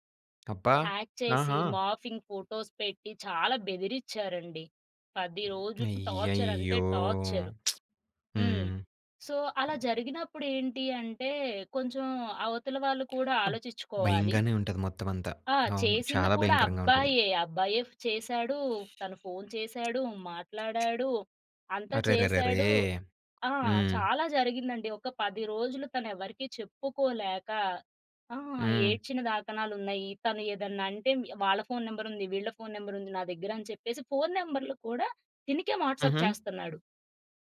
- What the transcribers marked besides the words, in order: in English: "హ్యాక్"; in English: "మార్ఫింగ్ ఫోటోస్"; in English: "టార్చర్"; lip smack; in English: "సో"; other background noise; in English: "నంబర్"; in English: "నంబర్"; in English: "వాట్సాప్"
- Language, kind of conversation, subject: Telugu, podcast, సోషల్ మీడియాలో వ్యక్తిగత విషయాలు పంచుకోవడంపై మీ అభిప్రాయం ఏమిటి?